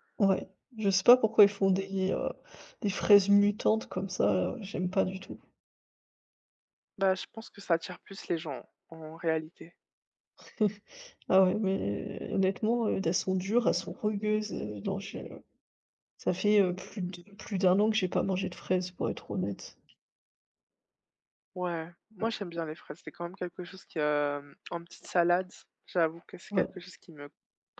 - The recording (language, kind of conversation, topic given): French, unstructured, Quelle est votre relation avec les achats en ligne et quel est leur impact sur vos habitudes ?
- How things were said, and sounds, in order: chuckle; tapping; other background noise